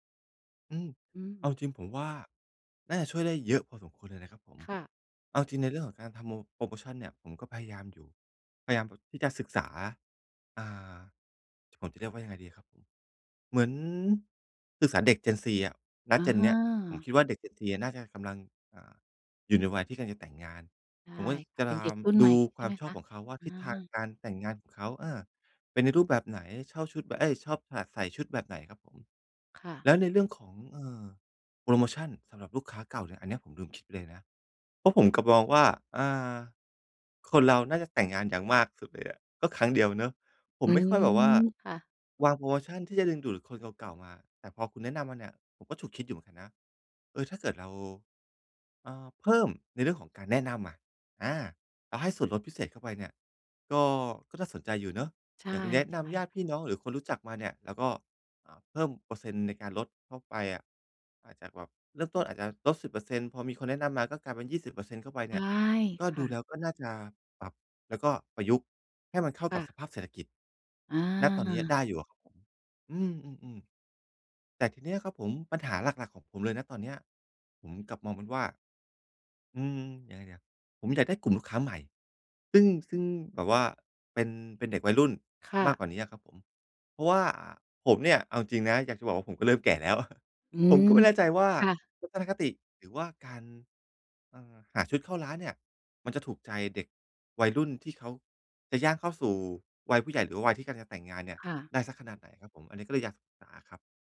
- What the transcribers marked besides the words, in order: in English: "gen"; chuckle
- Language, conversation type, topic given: Thai, advice, การหาลูกค้าและการเติบโตของธุรกิจ